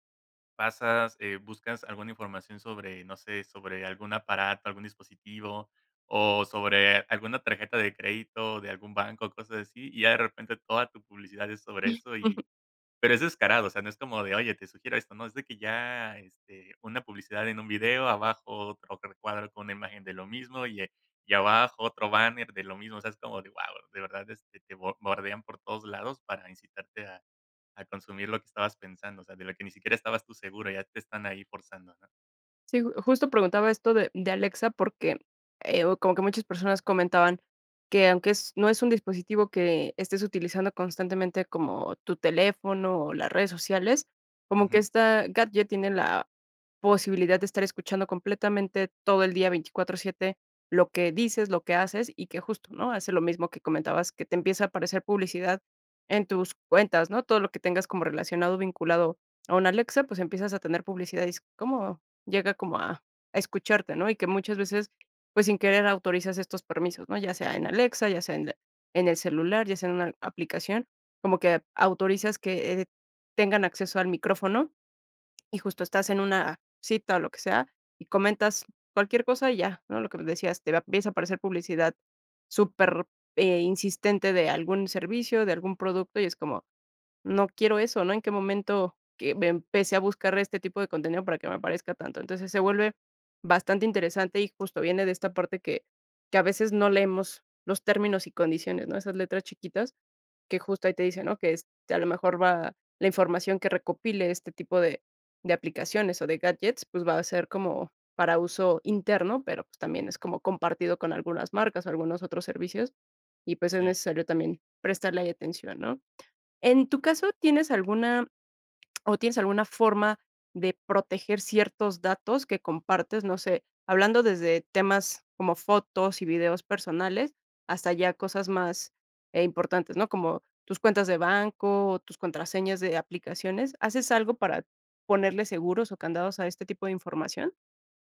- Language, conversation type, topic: Spanish, podcast, ¿Qué te preocupa más de tu privacidad con tanta tecnología alrededor?
- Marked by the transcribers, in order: giggle; swallow